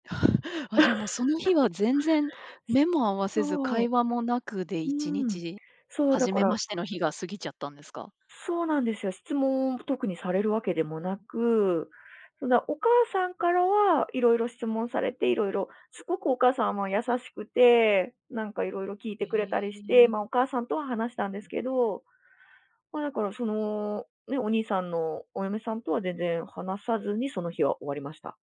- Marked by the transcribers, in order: laugh
- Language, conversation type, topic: Japanese, podcast, 義理の家族とはどのように付き合うのがよいと思いますか？